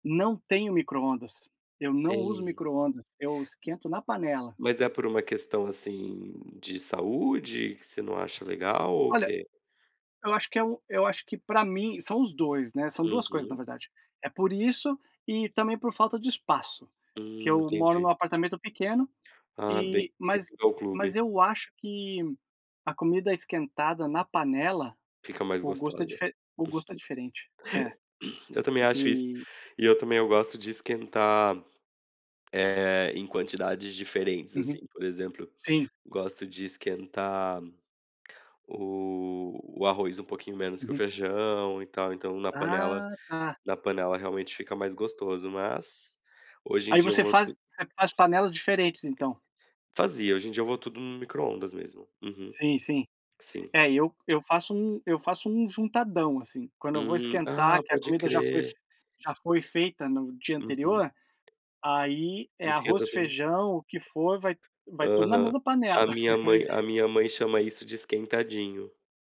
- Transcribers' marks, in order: tapping; other noise; chuckle
- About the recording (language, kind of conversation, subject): Portuguese, unstructured, Qual comida simples te traz mais conforto?